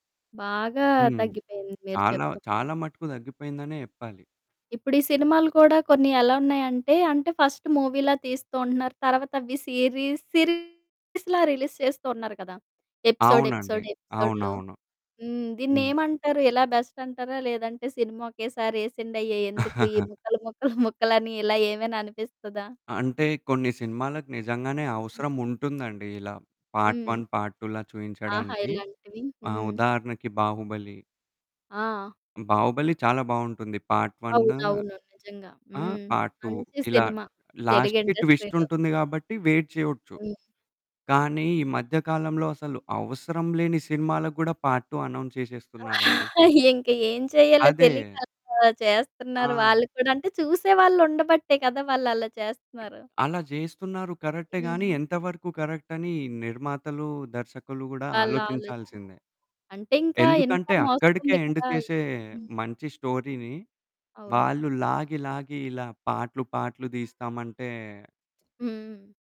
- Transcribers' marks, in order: static; in English: "ఫస్ట్ మూవీలా"; in English: "సిరిస్‌లా రిలీజ్"; distorted speech; in English: "ఎపిసోడ్, ఎపిసోడ్"; in English: "బెస్ట్"; chuckle; other background noise; in English: "పార్ట్ వన్, పార్ట్ టూలా"; in English: "పార్ట్"; in English: "పార్ట్ టూ"; in English: "లాస్ట్‌కి ట్విస్ట్"; in English: "వెయిట్"; horn; in English: "పార్ట్ టూ అనౌన్స్"; chuckle; in English: "కరెక్ట్"; in English: "ఇన్‌కమ్"; in English: "ఎండ్"; in English: "స్టోరీని"
- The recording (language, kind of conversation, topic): Telugu, podcast, స్ట్రీమింగ్ సేవల ప్రభావంతో టీవీ చూసే అలవాట్లు మీకు ఎలా మారాయి అనిపిస్తోంది?